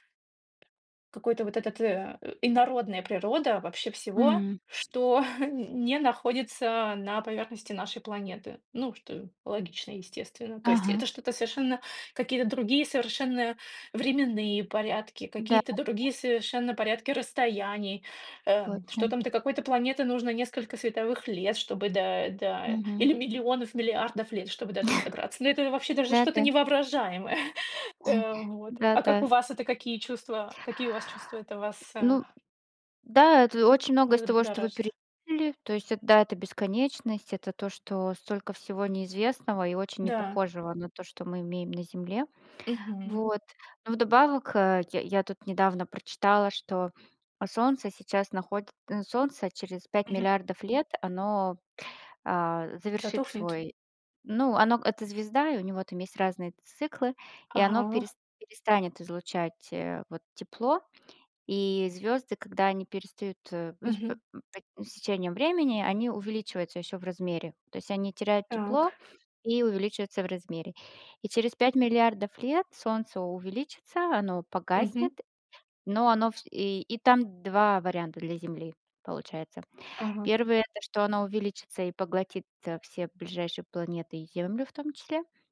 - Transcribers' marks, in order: tapping; chuckle; other background noise; chuckle; chuckle
- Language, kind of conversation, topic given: Russian, unstructured, Почему людей интересуют космос и исследования планет?
- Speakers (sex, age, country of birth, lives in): female, 40-44, Russia, Germany; female, 40-44, Russia, Germany